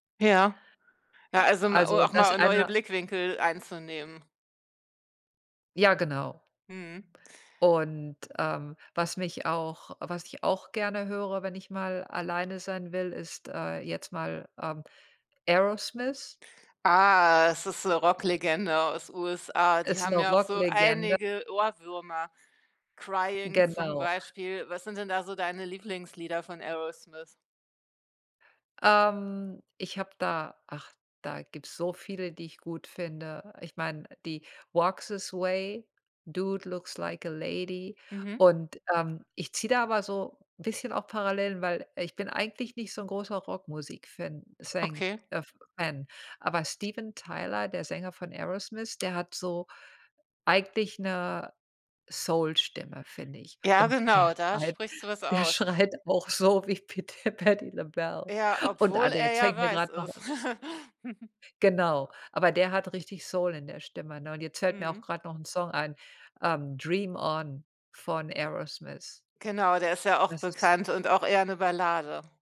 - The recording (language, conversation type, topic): German, podcast, Welche Musik hörst du, wenn du ganz du selbst sein willst?
- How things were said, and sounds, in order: other background noise; tapping; unintelligible speech; chuckle